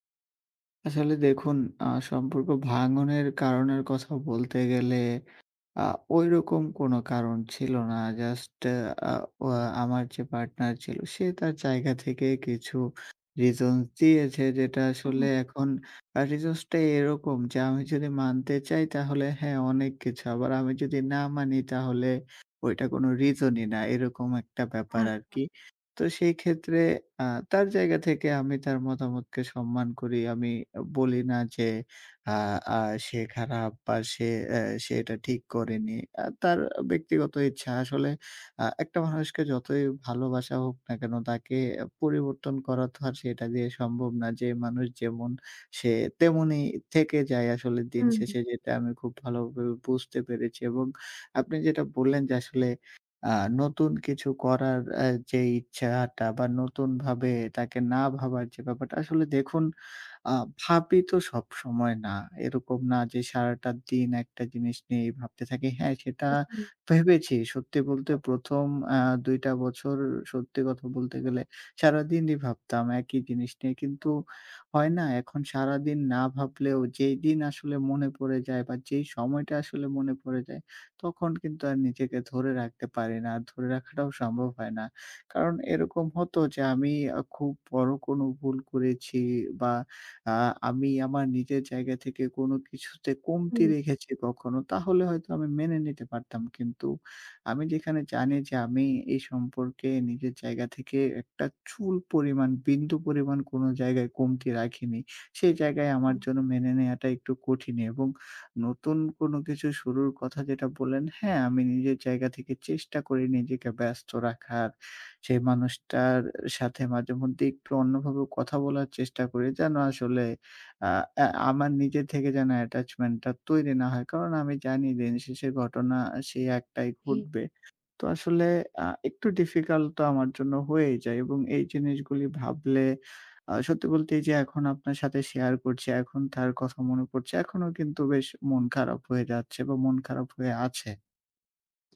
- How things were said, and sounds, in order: tapping; stressed: "চুল"; other background noise
- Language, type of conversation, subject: Bengali, advice, আপনার প্রাক্তন সঙ্গী নতুন সম্পর্কে জড়িয়েছে জেনে আপনার ভেতরে কী ধরনের ঈর্ষা ও ব্যথা তৈরি হয়?